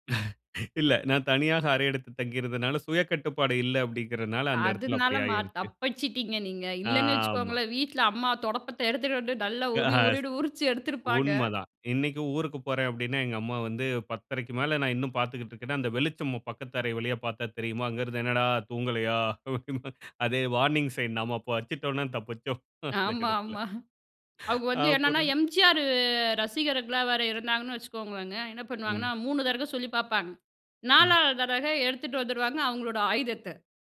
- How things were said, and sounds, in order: laugh; laughing while speaking: "அங்கே இருந்து என்னடா தூங்கலையா? அதே … தப்பிச்சோம், அந்த இடத்தில"; in English: "வார்னிங் சைன்"
- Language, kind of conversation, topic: Tamil, podcast, திரை நேரத்தைக் குறைக்க நீங்கள் என்ன செய்கிறீர்கள்?